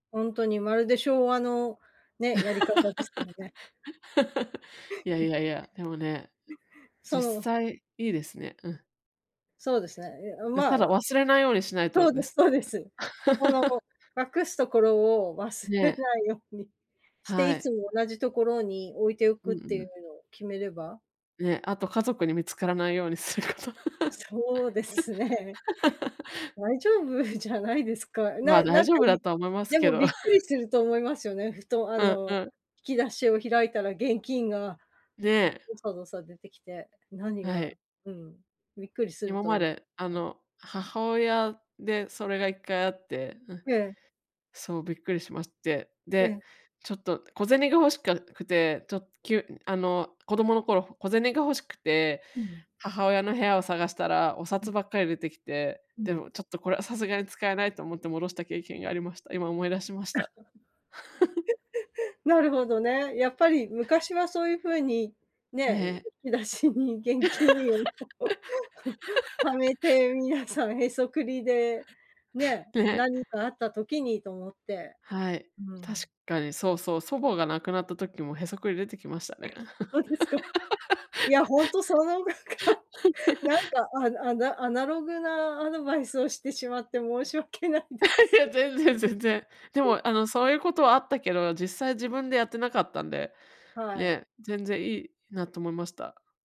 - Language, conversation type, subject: Japanese, advice, 貯金が減ってきたとき、生活をどう維持すればよいですか？
- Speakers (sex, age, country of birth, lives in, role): female, 35-39, Japan, United States, user; female, 55-59, Japan, United States, advisor
- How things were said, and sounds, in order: laugh; chuckle; laugh; laughing while speaking: "すること"; laugh; chuckle; other noise; laugh; giggle; laughing while speaking: "引き出しに現金を"; laugh; laughing while speaking: "なんか"; laugh; laughing while speaking: "申し訳ないです"; laugh